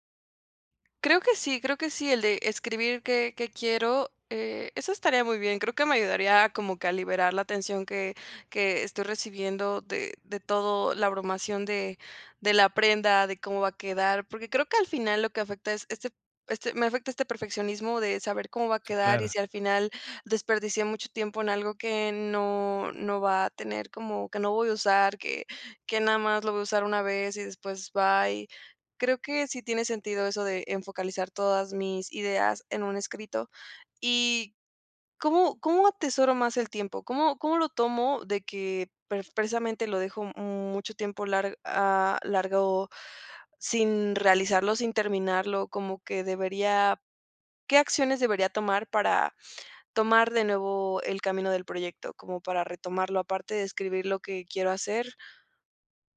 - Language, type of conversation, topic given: Spanish, advice, ¿Cómo te impide el perfeccionismo terminar tus obras o compartir tu trabajo?
- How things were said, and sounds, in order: other noise; "focalizar" said as "enfocalizar"